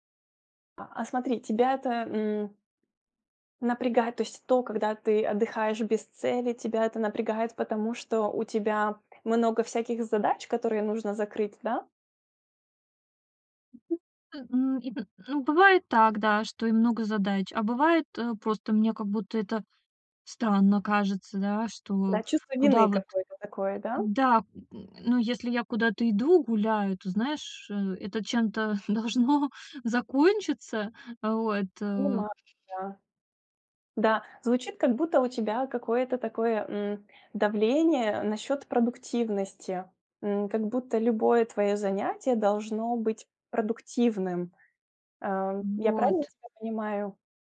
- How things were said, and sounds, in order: other background noise; other noise; laughing while speaking: "должно"
- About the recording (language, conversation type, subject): Russian, advice, Какие простые приятные занятия помогают отдохнуть без цели?